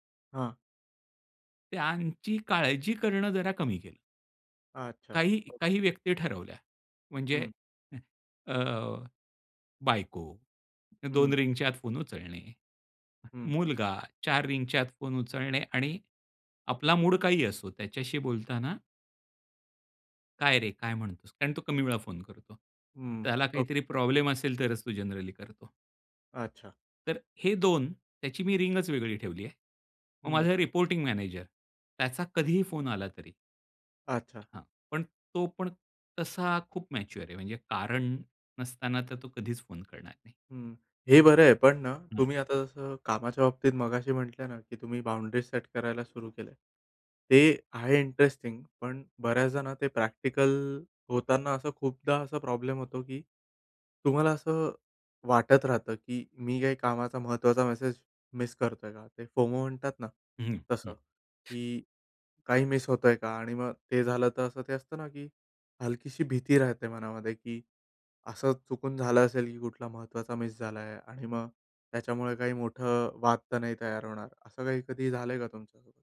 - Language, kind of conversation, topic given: Marathi, podcast, डिजिटल विराम घेण्याचा अनुभव तुमचा कसा होता?
- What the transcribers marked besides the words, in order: unintelligible speech; other background noise; in English: "जनरली"; in English: "रिपोर्टिंग मॅनेजर"; in English: "मॅच्युअर"; in English: "बाउंडरी सेट"; in English: "इंटरेस्टिंग"; in English: "प्रॅक्टिकल"; in English: "मिस"; in English: "फोमो"; in English: "मिस"; in English: "मिस"